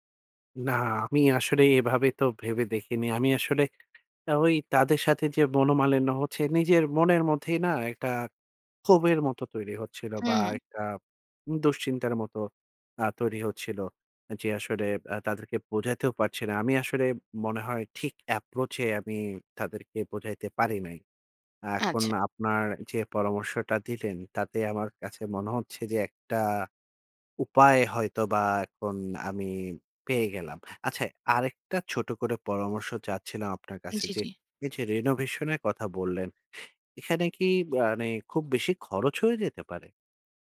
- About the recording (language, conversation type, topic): Bengali, advice, বাড়িতে জিনিসপত্র জমে গেলে আপনি কীভাবে অস্থিরতা অনুভব করেন?
- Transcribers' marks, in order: tapping; other background noise